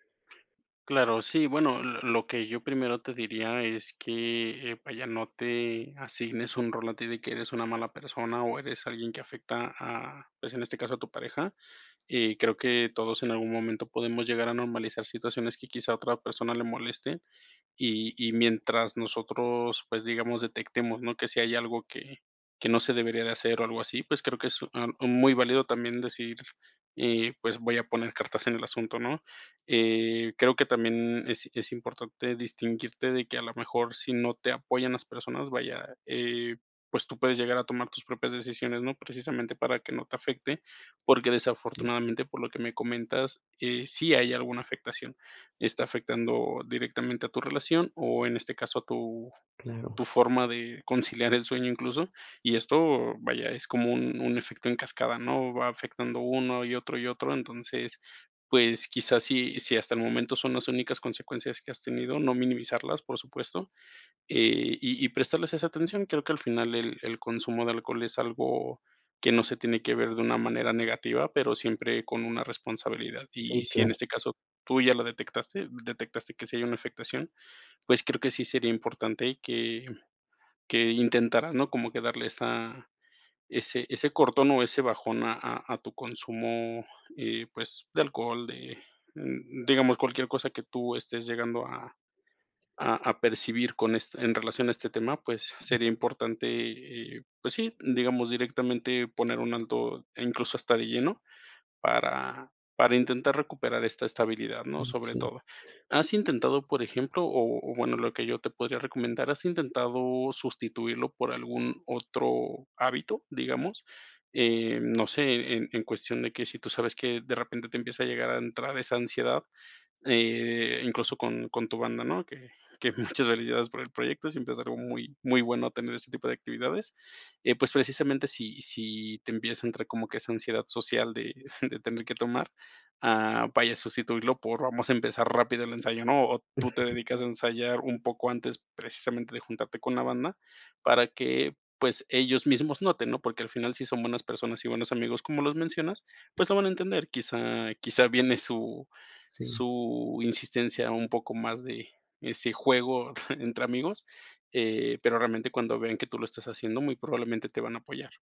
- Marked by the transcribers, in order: other background noise; laughing while speaking: "muchas felicidades por el proyecto"; chuckle; laugh; chuckle
- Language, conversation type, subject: Spanish, advice, ¿Cómo afecta tu consumo de café o alcohol a tu sueño?